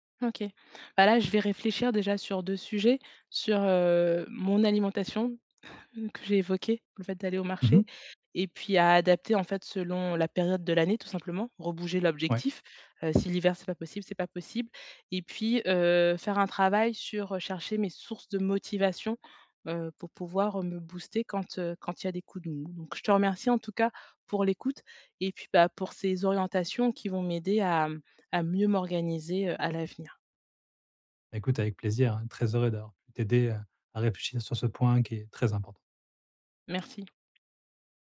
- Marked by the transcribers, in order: chuckle; tapping
- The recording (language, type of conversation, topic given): French, advice, Comment organiser des routines flexibles pour mes jours libres ?